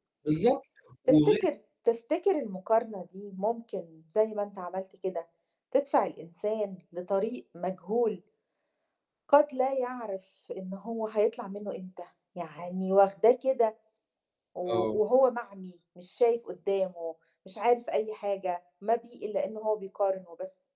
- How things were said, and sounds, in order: static
- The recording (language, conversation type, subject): Arabic, podcast, إزاي بتتعامل مع مقارنة نجاحك بالناس التانيين؟